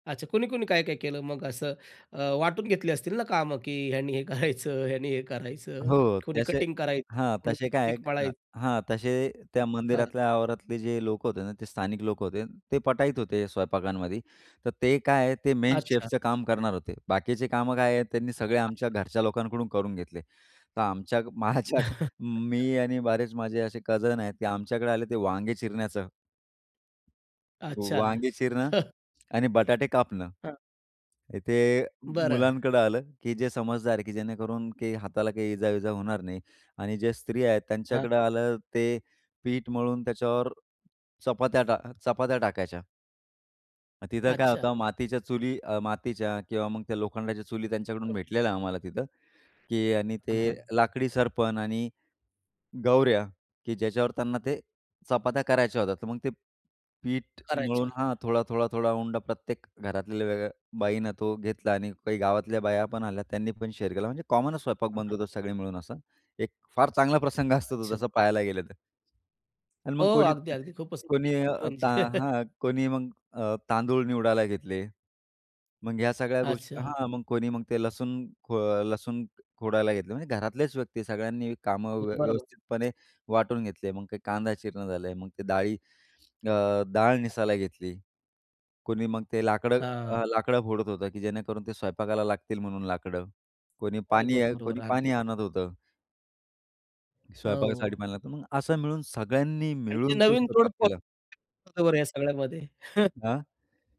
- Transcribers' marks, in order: laughing while speaking: "करायचं"; "त्याचे" said as "त्याशे"; in English: "कटिंग"; "करायचं" said as "काराय"; other background noise; "मळायचं" said as "मळाय"; in English: "मेन शेफचं"; unintelligible speech; chuckle; laughing while speaking: "माझ्याआधी"; chuckle; tongue click; in English: "कॉमनच"; "अच्छा" said as "अच्छ"; laughing while speaking: "म्हणजे"; unintelligible speech; chuckle
- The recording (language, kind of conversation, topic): Marathi, podcast, तुम्ही एकत्र स्वयंपाक केलेला एखादा अनुभव आठवून सांगू शकाल का?